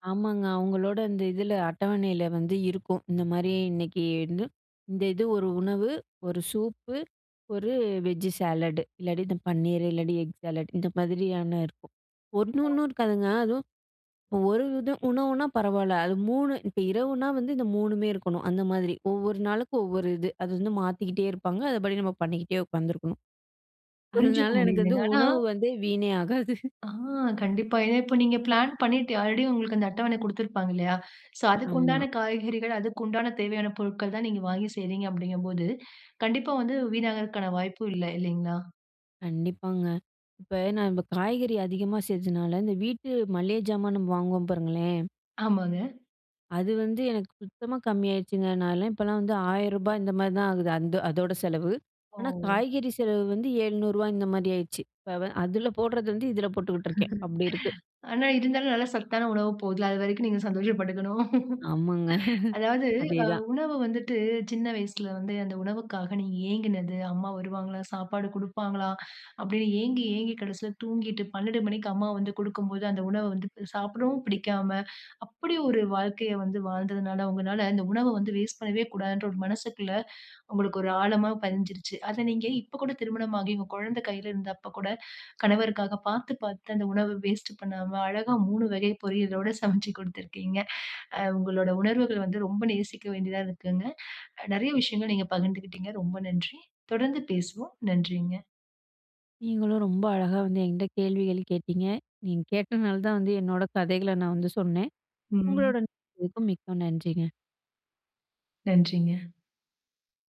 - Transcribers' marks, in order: in English: "வெஜ்ஜு சாலடு"; in English: "எக் சாலட்"; laughing while speaking: "அதனால எனக்கு வந்து உணவு வந்து வீணே ஆகாது"; in English: "பிளான்"; in English: "ஆல்ரெடி"; laugh; laugh; chuckle; inhale; in English: "வேஸ்ட்"; inhale; inhale; "உணவை" said as "உணவ"; in English: "வேஸ்ட்"; laughing while speaking: "அழகா மூணு வகை பொரியலோடு சமைச்சு குடுத்திருக்கீங்க"; inhale; inhale; unintelligible speech
- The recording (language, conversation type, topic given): Tamil, podcast, வீடுகளில் உணவுப் பொருள் வீணாக்கத்தை குறைக்க எளிய வழிகள் என்ன?